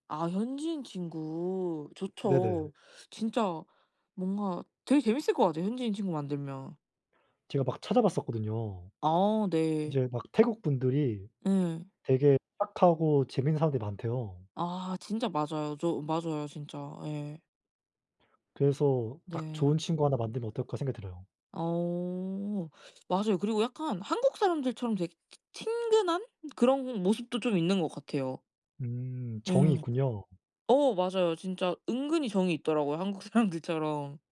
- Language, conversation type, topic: Korean, unstructured, 여행할 때 가장 중요하게 생각하는 것은 무엇인가요?
- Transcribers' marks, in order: other background noise; tapping; laughing while speaking: "사람들처럼"